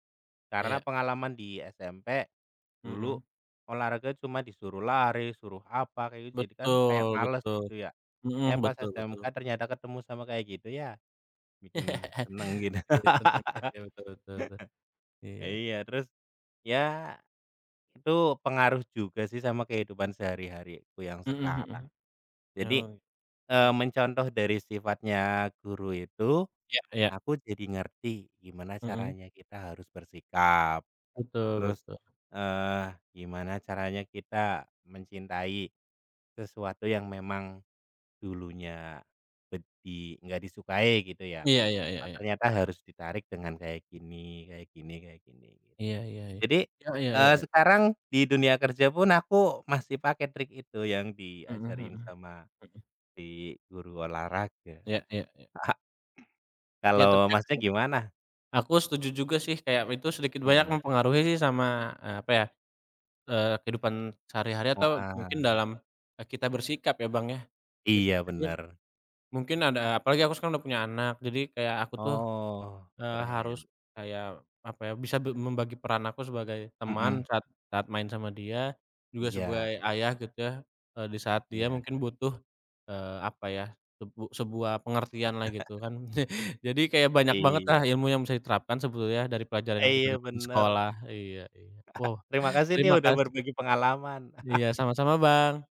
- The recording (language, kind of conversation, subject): Indonesian, unstructured, Pelajaran apa di sekolah yang paling kamu ingat sampai sekarang?
- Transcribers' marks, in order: laugh; laugh; "itu" said as "kitu"; other background noise; tapping; other noise; chuckle; chuckle; laugh